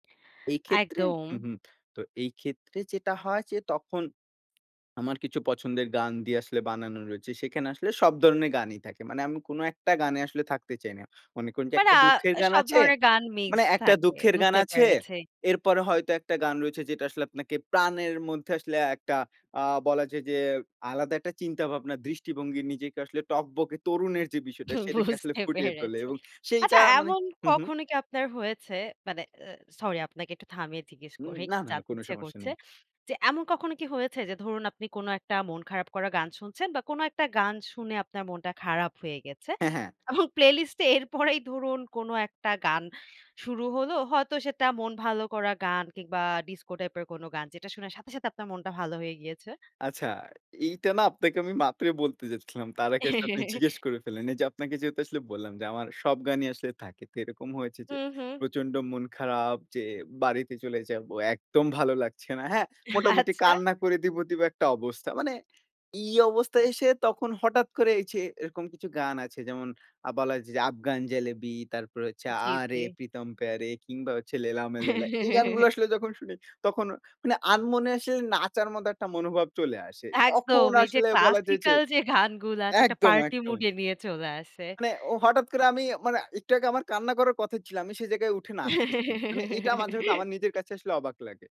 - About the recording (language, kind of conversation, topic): Bengali, podcast, কোন গান শুনলে আপনি মুহূর্তে খুশি হয়ে ওঠেন?
- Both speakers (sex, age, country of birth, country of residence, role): female, 25-29, Bangladesh, Bangladesh, host; male, 20-24, Bangladesh, Bangladesh, guest
- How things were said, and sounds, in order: tapping; laughing while speaking: "হু, বুঝতে পেরেছি"; laughing while speaking: "এবং প্লেলিস্ট এ এরপরেই"; in English: "প্লেলিস্ট"; in English: "ডিস্কো"; laugh; laughing while speaking: "আচ্ছা"; laugh; laughing while speaking: "একদম এই যে ক্লাসিক্যাল যে গানগুলা আছে"; in English: "পার্টি মুড"; laugh